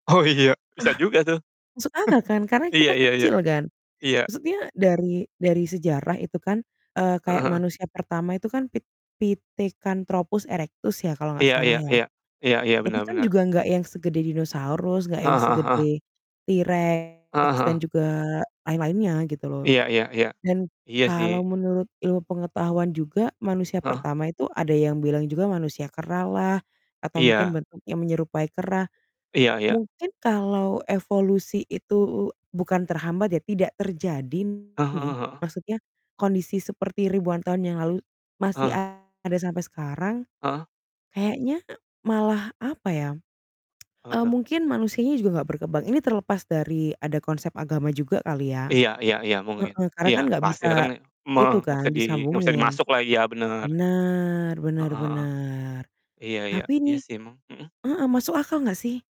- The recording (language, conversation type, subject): Indonesian, unstructured, Menurutmu, mengapa dinosaurus bisa punah?
- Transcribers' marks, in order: laughing while speaking: "Oh iya"; chuckle; in Latin: "Pit Pithecanthropus erectus"; distorted speech; in Latin: "T. rex"; tsk